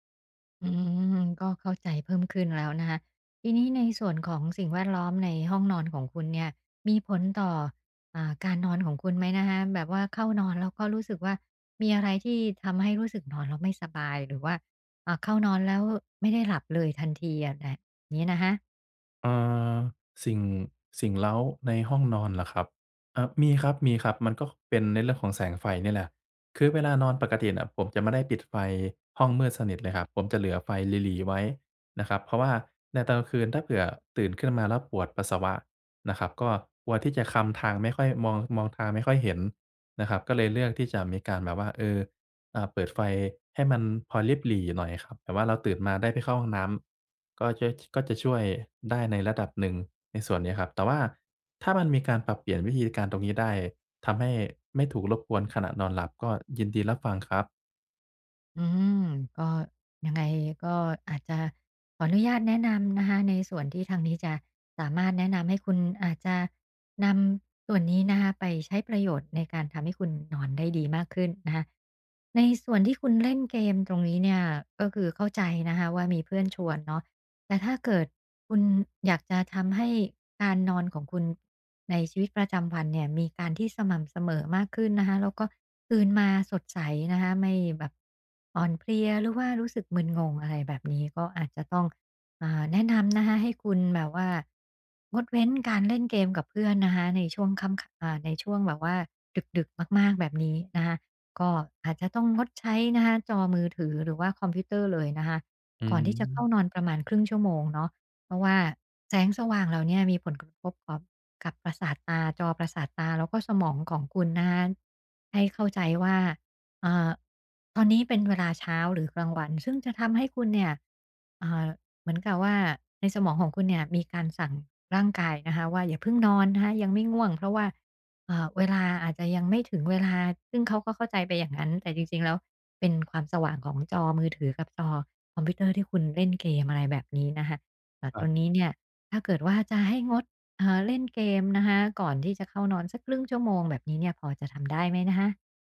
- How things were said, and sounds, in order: other background noise
- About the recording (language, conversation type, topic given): Thai, advice, ฉันจะทำอย่างไรให้ตารางการนอนประจำวันของฉันสม่ำเสมอ?